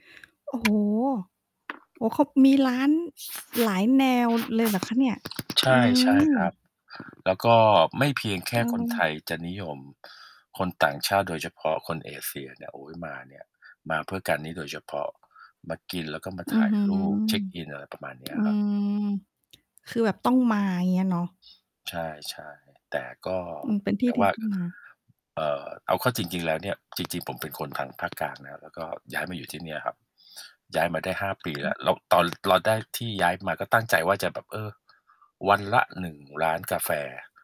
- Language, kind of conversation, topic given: Thai, unstructured, ร้านอาหารที่คุณไปกินเป็นประจำคือร้านอะไร?
- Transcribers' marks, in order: tapping; other background noise; distorted speech; mechanical hum; unintelligible speech